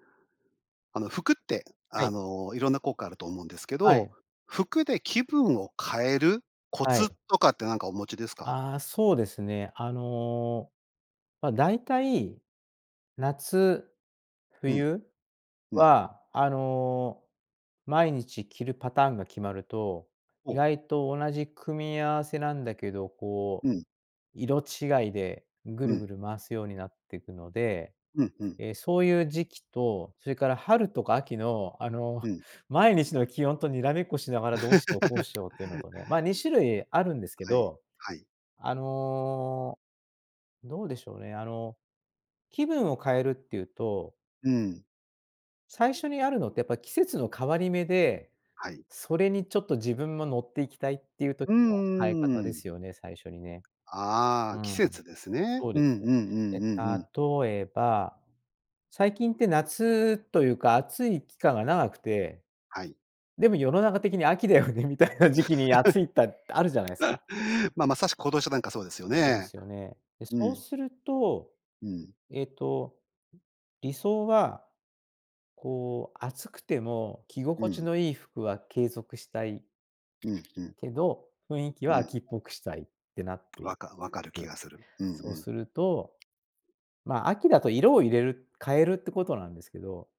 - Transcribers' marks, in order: tapping; laugh; other background noise; laughing while speaking: "秋だよね、みたいな時期に"; laugh
- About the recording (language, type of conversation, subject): Japanese, podcast, 服で気分を変えるコツってある？